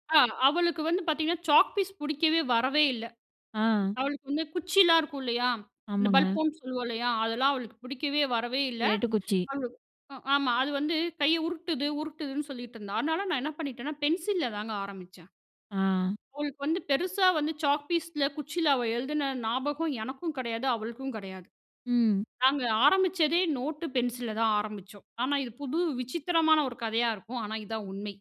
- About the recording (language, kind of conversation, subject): Tamil, podcast, பிள்ளைகளின் வீட்டுப்பாடத்தைச் செய்ய உதவும்போது நீங்கள் எந்த அணுகுமுறையைப் பின்பற்றுகிறீர்கள்?
- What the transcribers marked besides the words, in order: in English: "ஸ்லேட்டுக்"; "உருத்துது" said as "உருட்டுது"; "உருத்துதுன்னு" said as "உருட்டுதுன்னு"